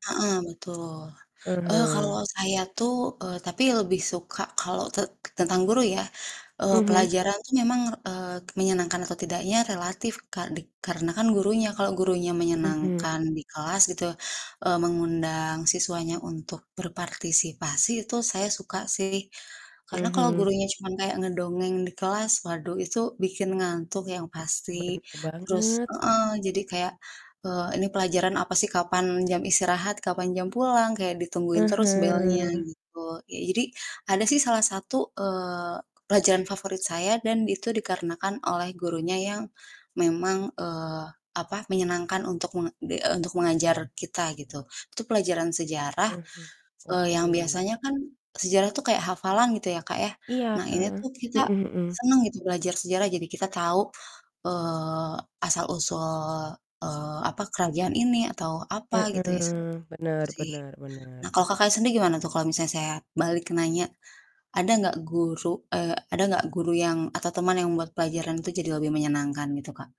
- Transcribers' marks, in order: mechanical hum; distorted speech
- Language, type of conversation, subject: Indonesian, unstructured, Apa pelajaran favoritmu saat masih bersekolah dulu?